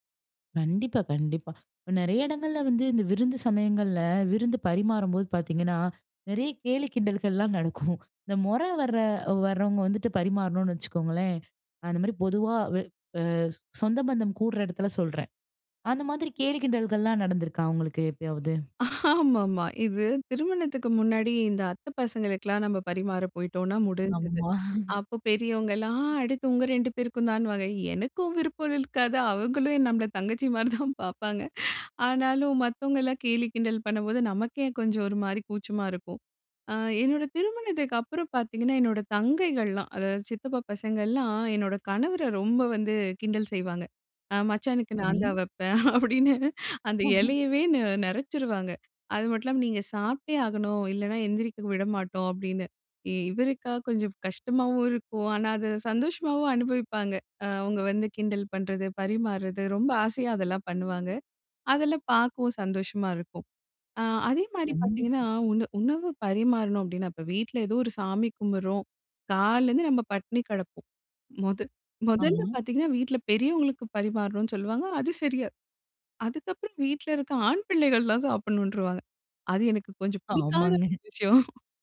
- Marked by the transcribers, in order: laughing while speaking: "நடக்கும்"; laughing while speaking: "ஆமாமா"; other background noise; laughing while speaking: "ஆமா"; drawn out: "பெரியவங்கலாம்"; laughing while speaking: "எனக்கும் விருப்பம் இருல்காது, அவங்களும் நம்மள … கேலி கிண்டல் பண்ணும்போது"; "இருக்காது" said as "இருல்காது"; laughing while speaking: "அ மச்சானுக்கு நான் தான் வப்பேன் அப்டின்னு, அந்த எலையவே நெ நெறச்சிருவாங்க"; chuckle; "காலைல" said as "கால்ல"; other noise; laughing while speaking: "ஆமாங்க"; laughing while speaking: "விஷயம்"
- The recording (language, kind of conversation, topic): Tamil, podcast, விருந்தினர் வரும்போது உணவு பரிமாறும் வழக்கம் எப்படி இருக்கும்?